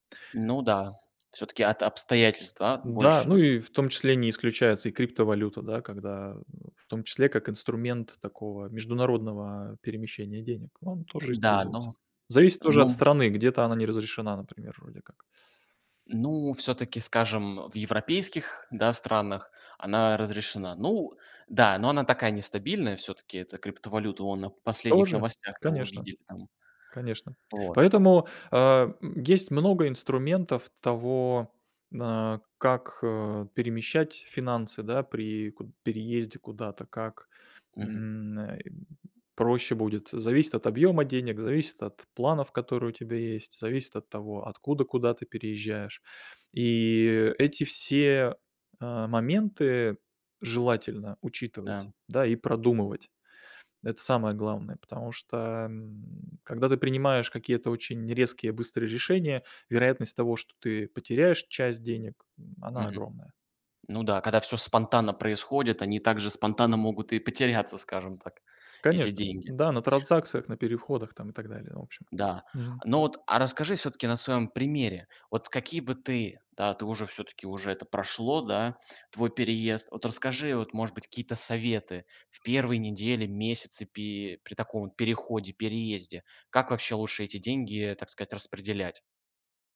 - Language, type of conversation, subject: Russian, podcast, Как минимизировать финансовые риски при переходе?
- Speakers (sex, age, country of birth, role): male, 20-24, Russia, host; male, 45-49, Russia, guest
- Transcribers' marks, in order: other background noise